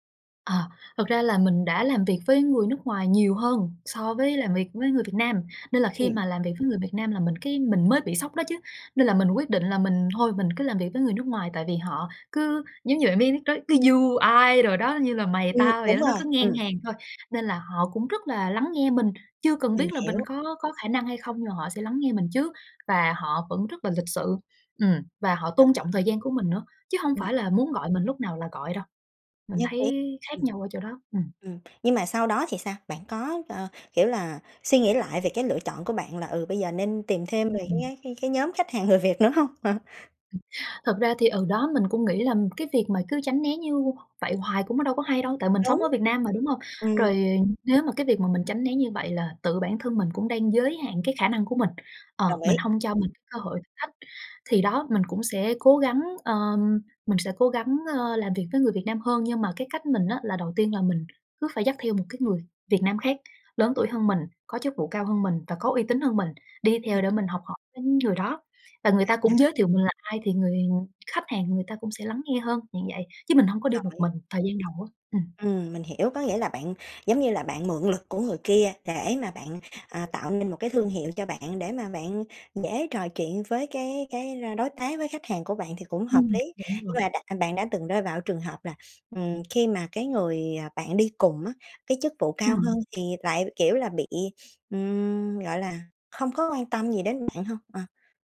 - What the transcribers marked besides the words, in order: tapping; in English: "You I"; other background noise; laughing while speaking: "người Việt nữa hông? Ờ"; unintelligible speech
- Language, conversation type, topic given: Vietnamese, podcast, Bạn bắt chuyện với người lạ ở sự kiện kết nối như thế nào?